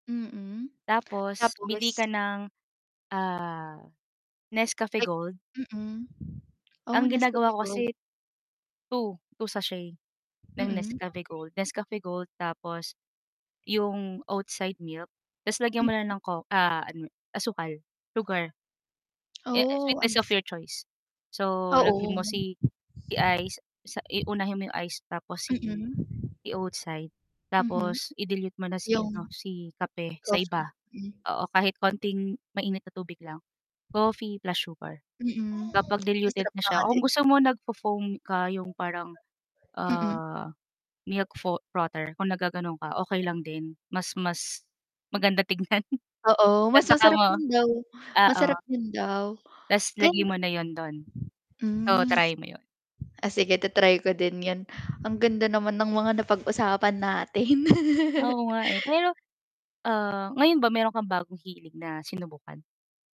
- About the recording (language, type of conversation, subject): Filipino, unstructured, Ano ang hilig mong gawin kapag may libreng oras ka?
- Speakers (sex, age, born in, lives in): female, 20-24, Philippines, Philippines; female, 35-39, Philippines, Philippines
- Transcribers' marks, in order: tapping; static; other background noise; distorted speech; mechanical hum; wind; chuckle; laugh